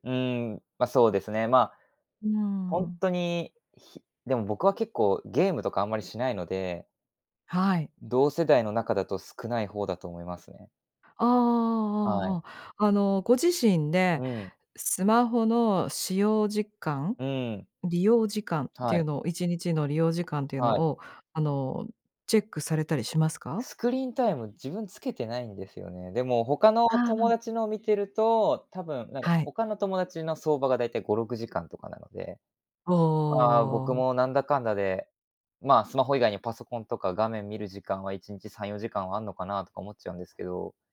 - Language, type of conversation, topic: Japanese, podcast, 毎日のスマホの使い方で、特に気をつけていることは何ですか？
- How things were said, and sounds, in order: drawn out: "おお"